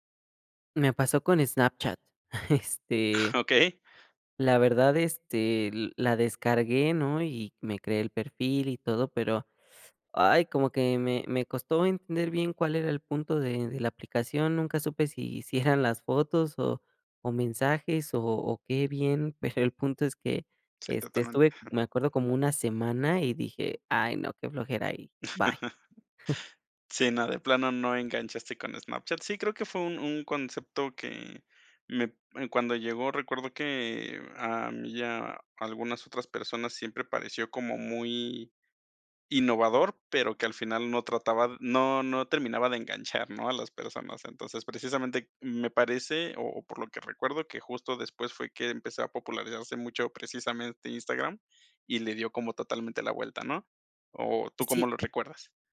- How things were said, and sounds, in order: chuckle; other background noise; chuckle; chuckle; laugh; chuckle
- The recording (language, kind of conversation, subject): Spanish, podcast, ¿Qué te frena al usar nuevas herramientas digitales?